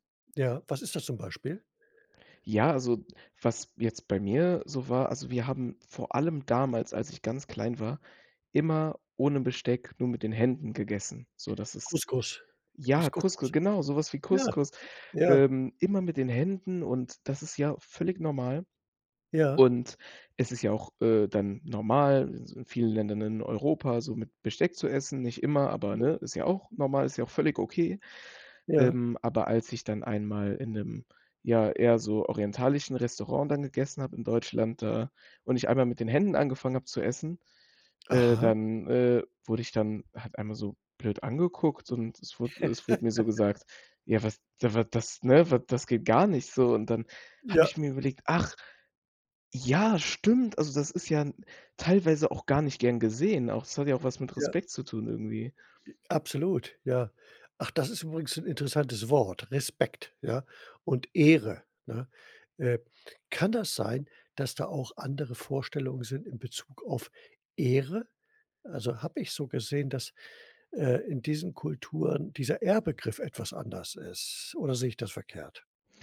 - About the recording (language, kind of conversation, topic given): German, podcast, Hast du dich schon einmal kulturell fehl am Platz gefühlt?
- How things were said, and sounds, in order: other background noise; unintelligible speech; laugh; put-on voice: "geht gar nicht"; joyful: "Ja"; surprised: "Ach, ja, stimmt, also das … nicht gern gesehen"; stressed: "Ehre"; stressed: "Ehre?"